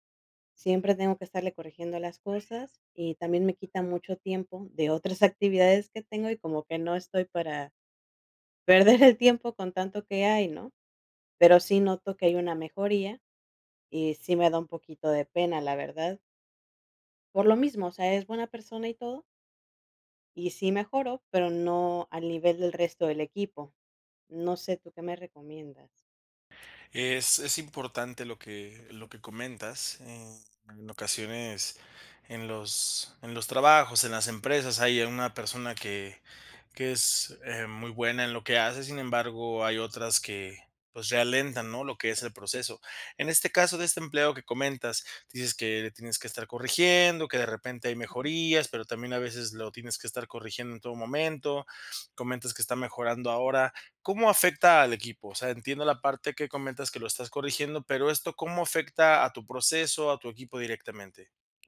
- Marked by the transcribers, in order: other background noise; laughing while speaking: "otras"; laughing while speaking: "perder"; "ralentan" said as "realentan"
- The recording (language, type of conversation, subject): Spanish, advice, ¿Cómo puedo decidir si despedir o retener a un empleado clave?